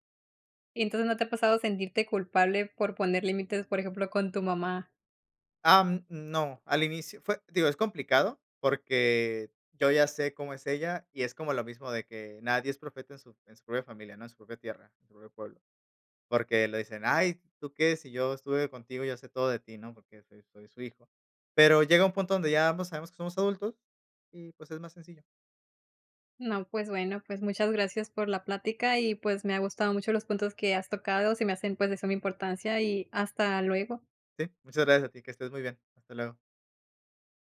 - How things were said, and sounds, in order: unintelligible speech
- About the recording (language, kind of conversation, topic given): Spanish, podcast, ¿Cómo puedo poner límites con mi familia sin que se convierta en una pelea?
- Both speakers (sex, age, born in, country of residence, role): female, 30-34, Mexico, United States, host; male, 35-39, Mexico, Mexico, guest